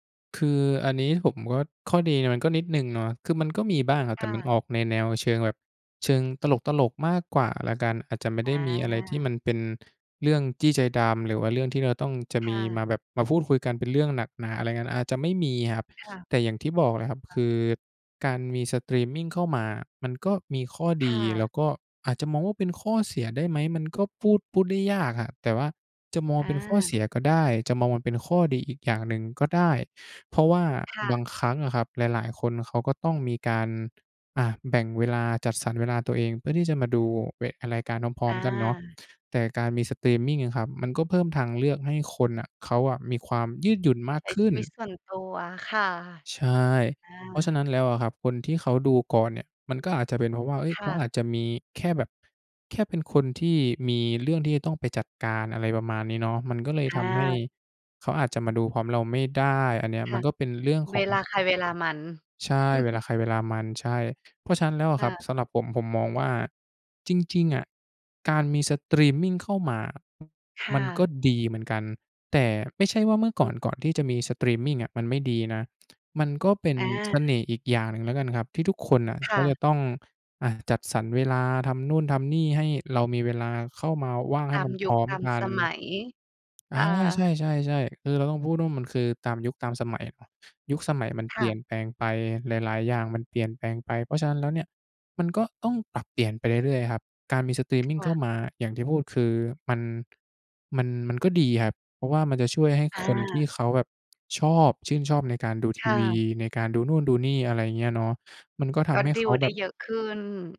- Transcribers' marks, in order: chuckle; tapping
- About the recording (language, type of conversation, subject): Thai, podcast, สตรีมมิ่งเปลี่ยนพฤติกรรมการดูทีวีของคนไทยไปอย่างไรบ้าง?